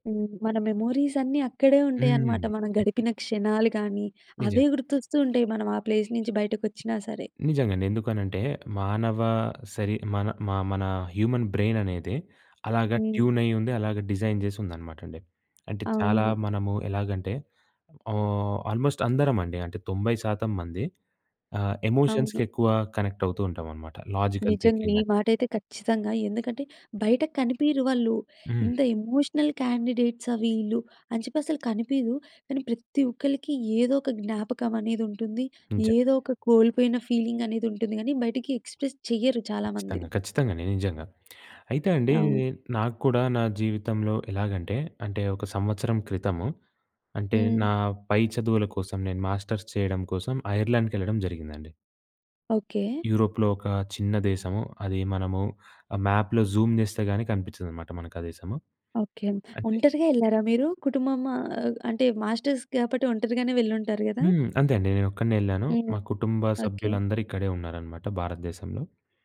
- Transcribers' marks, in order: in English: "మెమోరీస్"; other background noise; in English: "ప్లేస్"; in English: "హ్యూమన్"; in English: "డిజైన్"; in English: "ఆల్మోస్ట్"; in English: "ఎమోషన్స్‌కి"; in English: "కనెక్ట్"; in English: "లాజికల్ థింకింగ్"; in English: "ఎమోషనల్"; in English: "ఫీలింగ్"; in English: "ఎక్స్ప్రెస్"; in English: "మాస్టర్స్"; in English: "మ్యాప్‍లో జూమ్"; in English: "మాస్టర్స్"
- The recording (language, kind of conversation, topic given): Telugu, podcast, వలస వెళ్లినప్పుడు మీరు ఏదైనా కోల్పోయినట్టుగా అనిపించిందా?
- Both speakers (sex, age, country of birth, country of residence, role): female, 20-24, India, India, host; male, 20-24, India, India, guest